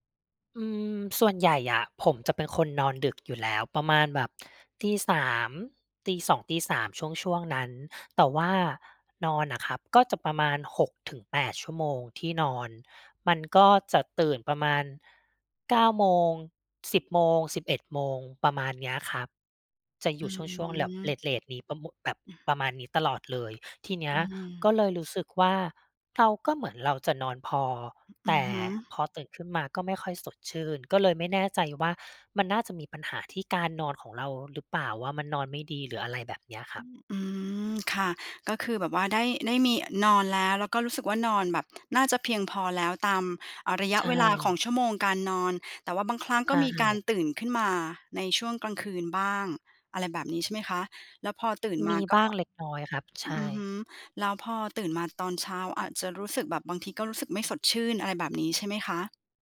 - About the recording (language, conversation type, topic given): Thai, advice, ทำไมตื่นมาไม่สดชื่นทั้งที่นอนพอ?
- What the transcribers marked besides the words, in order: "ญ่อะ" said as "หยะ"; "แบบ" said as "แหลบ"; other noise; tapping